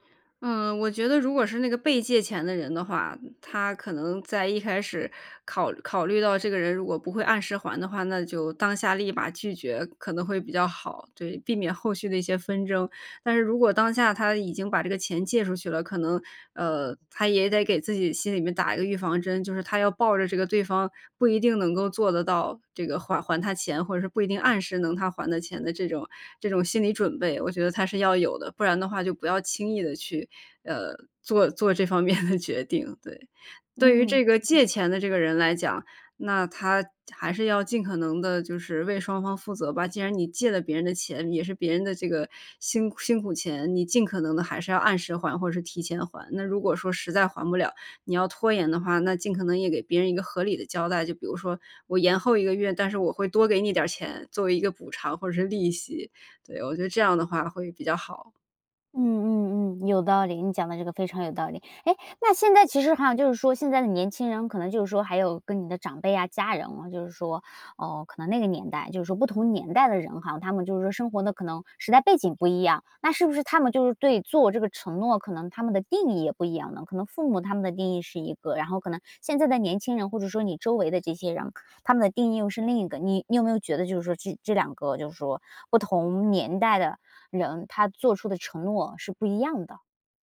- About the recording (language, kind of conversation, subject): Chinese, podcast, 你怎么看“说到做到”在日常生活中的作用？
- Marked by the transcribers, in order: laughing while speaking: "的决定"; other background noise